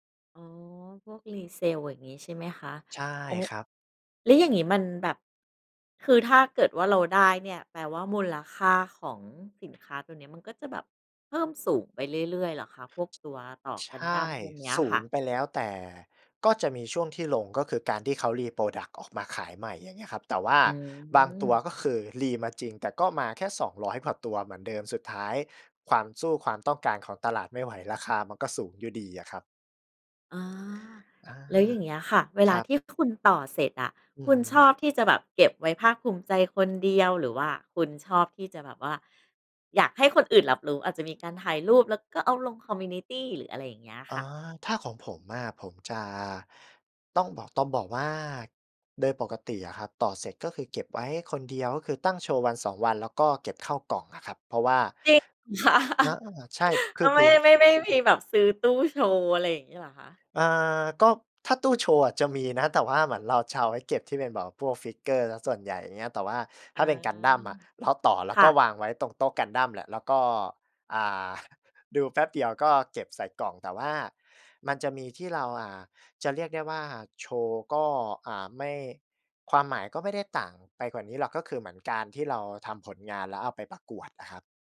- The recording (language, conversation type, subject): Thai, podcast, อะไรคือความสุขเล็กๆ ที่คุณได้จากการเล่นหรือการสร้างสรรค์ผลงานของคุณ?
- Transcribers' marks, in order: in English: "resale"; in English: "reproduct"; in English: "re"; in English: "คอมมิวนิตี"; stressed: "จริง"; chuckle; in English: "figure"; chuckle